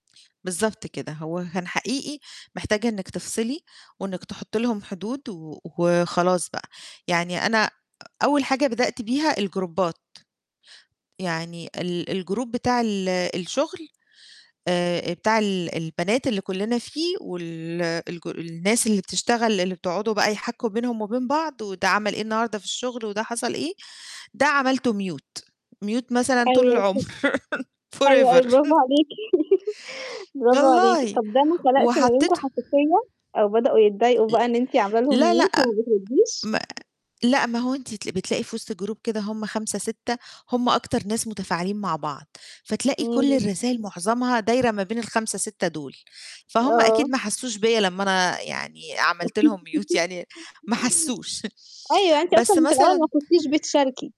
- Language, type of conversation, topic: Arabic, podcast, إزاي نقدر نحط حدود واضحة بين الشغل والبيت في زمن التكنولوجيا؟
- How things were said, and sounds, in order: other background noise; in English: "الجروبات"; in English: "الgroup"; in English: "mute ،mute"; unintelligible speech; laugh; laughing while speaking: "forever"; in English: "forever"; laugh; in English: "mute"; in English: "الgroup"; laugh; other noise; in English: "mute"; chuckle